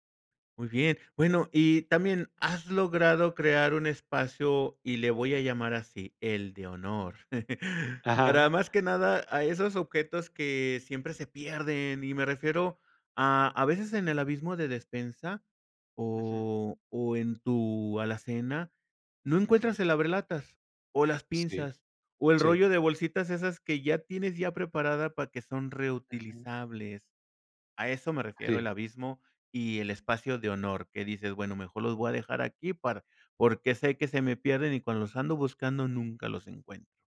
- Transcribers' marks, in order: chuckle
- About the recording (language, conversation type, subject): Spanish, podcast, ¿Cómo organizas la despensa para encontrar siempre todo?